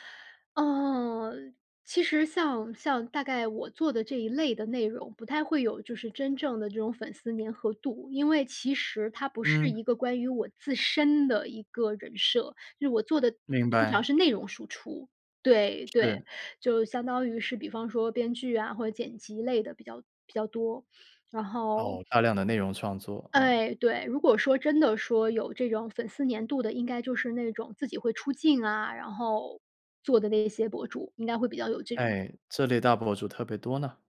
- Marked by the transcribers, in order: stressed: "自身"; tapping
- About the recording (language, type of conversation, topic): Chinese, podcast, 你第一次什么时候觉得自己是创作者？